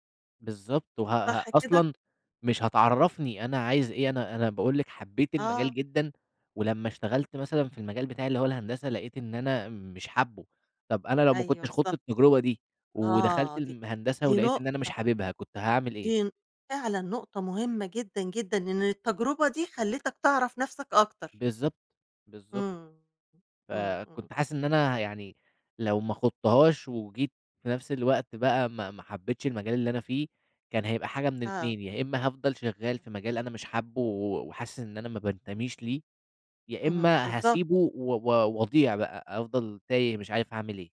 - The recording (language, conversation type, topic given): Arabic, podcast, إيه هو القرار البسيط اللي خدته وفتحلك باب جديد من غير ما تتوقع؟
- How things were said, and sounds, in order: none